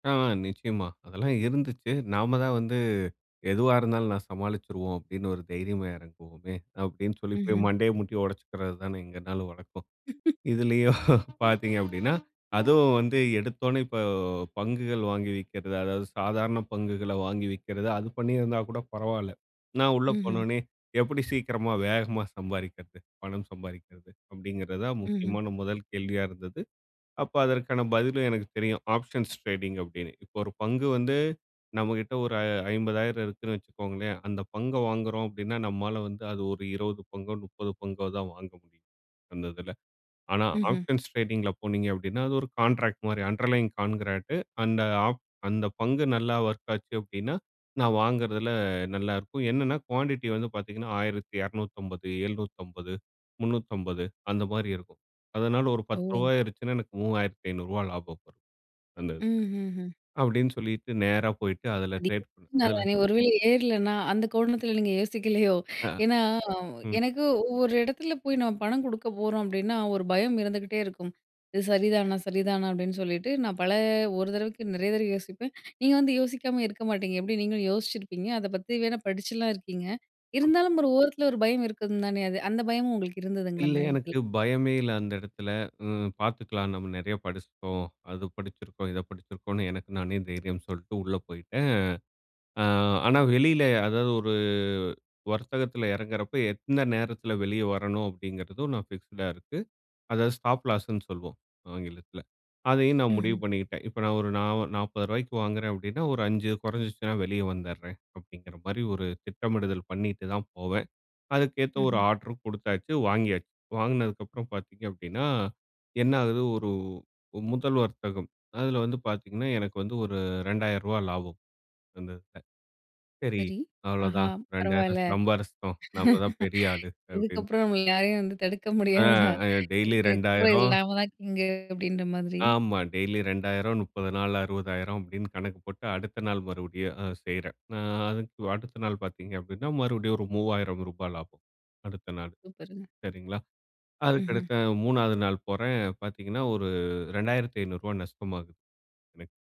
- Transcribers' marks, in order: other background noise; chuckle; in English: "ஆப்ஷன்ஸ் டிரேடிங்"; in English: "ஆப்ஷன்ஸ் ட்ரேடிங்கில"; in English: "கான்ட்ராக்ட்"; in English: "அண்டர்லைங் கான்கிரட்"; "கான்ட்ராக்ட்" said as "கான்கிரட்"; in English: "குவான்டிட்டி"; unintelligible speech; in English: "ட்ரேட்"; unintelligible speech; other noise; in English: "ஃபிக்ஸ்டா"; in English: "ஸ்டாப் லாஸ்னு"; unintelligible speech; laugh; in English: "டெய்லி"; unintelligible speech; in English: "டெய்லி"
- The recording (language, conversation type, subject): Tamil, podcast, தோல்வியிலிருந்து நீங்கள் கற்றுக்கொண்ட ஒரு சுவாரஸ்யமான கதையைச் சொல்ல முடியுமா?